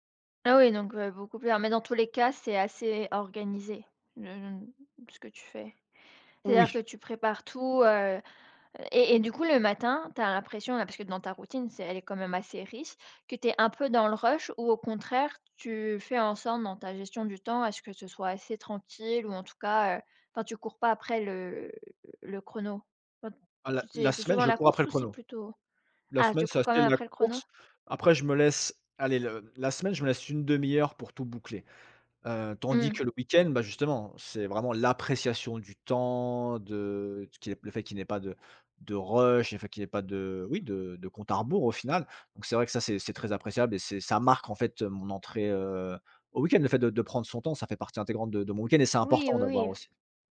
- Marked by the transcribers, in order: drawn out: "le"; drawn out: "temps"; other background noise; tapping; stressed: "marque"
- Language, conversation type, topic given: French, podcast, Peux-tu me raconter ta routine du matin, du réveil jusqu’au moment où tu pars ?